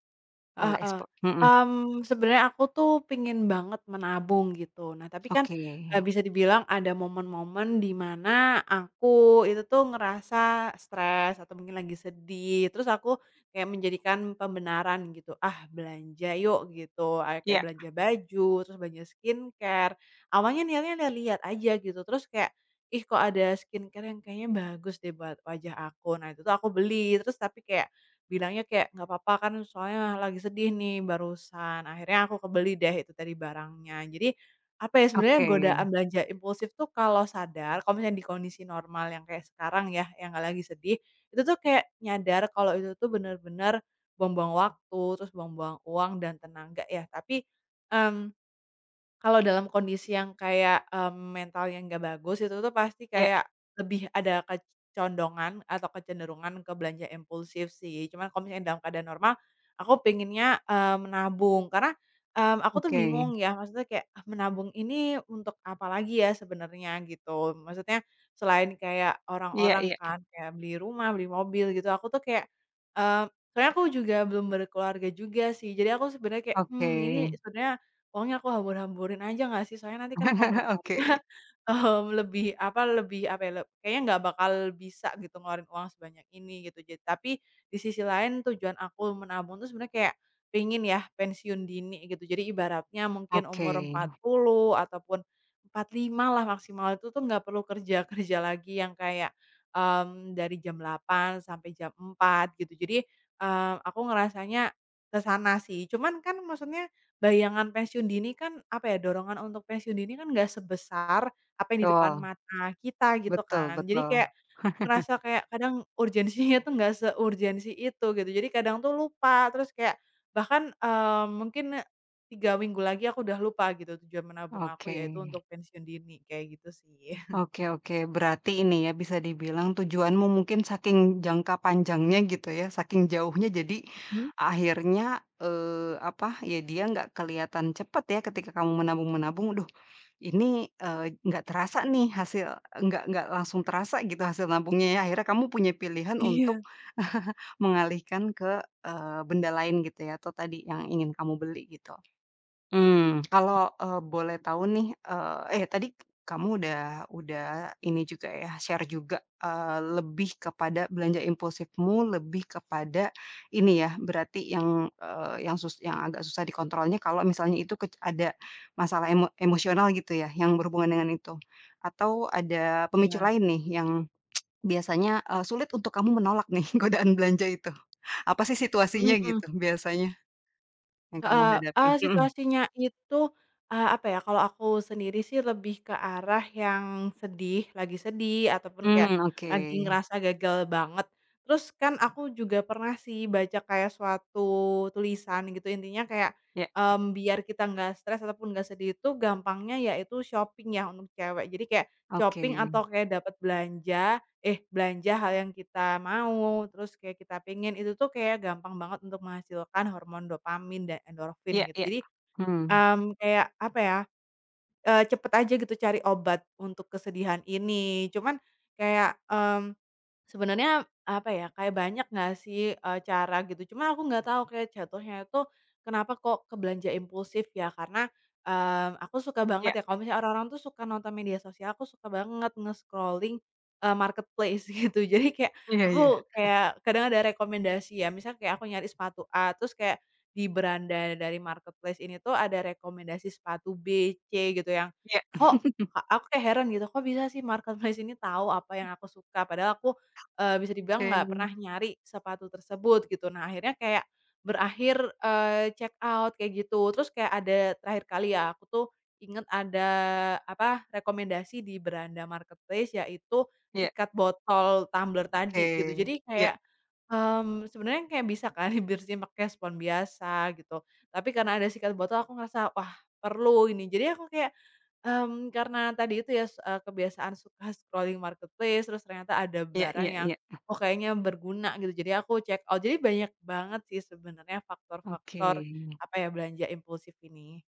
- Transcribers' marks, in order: in English: "skincare"; other background noise; in English: "skincare"; tapping; chuckle; laughing while speaking: "berkeluarga"; chuckle; laughing while speaking: "urgensinya"; chuckle; chuckle; in English: "share"; tsk; laughing while speaking: "godaan belanja"; in English: "shopping"; in English: "shopping"; in English: "nge-scrolling"; in English: "marketplace"; laughing while speaking: "gitu"; chuckle; in English: "marketplace"; chuckle; in English: "marketplace"; laughing while speaking: "marketplace"; in English: "check out"; in English: "marketplace"; laughing while speaking: "bersihin"; in English: "scrolling marketplace"; in English: "checkout"
- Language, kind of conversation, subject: Indonesian, advice, Bagaimana caramu menahan godaan belanja impulsif meski ingin menabung?